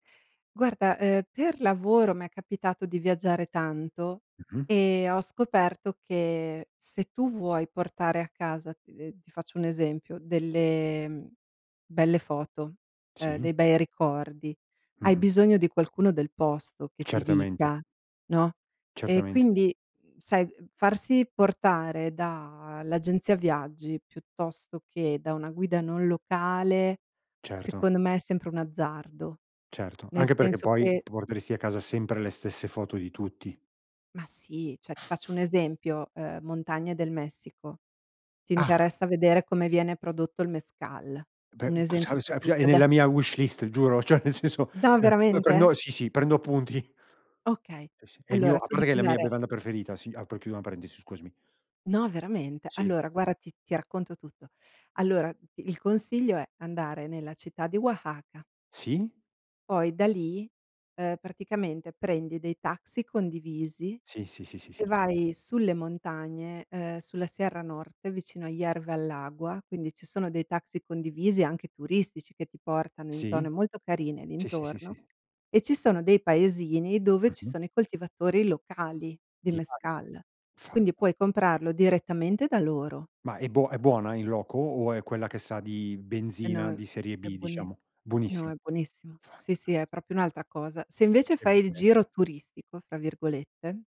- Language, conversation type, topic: Italian, podcast, Come bilanci la pianificazione e la spontaneità quando viaggi?
- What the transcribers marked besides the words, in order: chuckle; unintelligible speech; in English: "wishlist"; laughing while speaking: "cioè nel senso"; "guarda" said as "guara"; other background noise; unintelligible speech